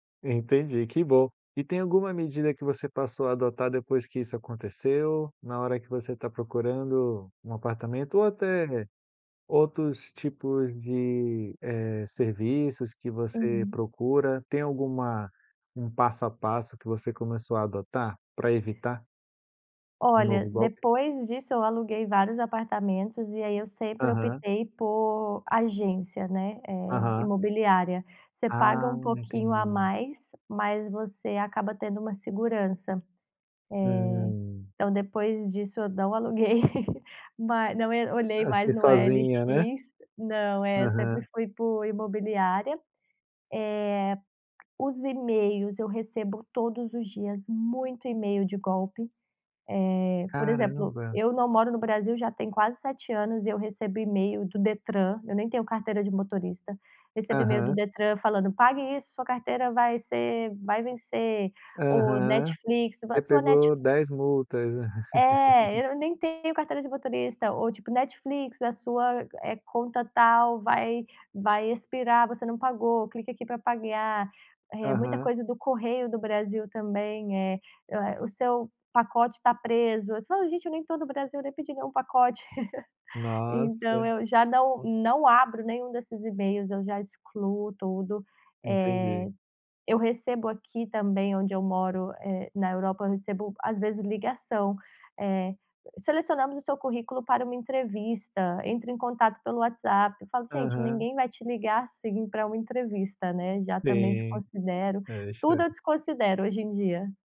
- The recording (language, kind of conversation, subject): Portuguese, podcast, Você já caiu em um golpe digital? Como foi para você?
- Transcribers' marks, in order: laughing while speaking: "aluguei"; tapping; laugh; laugh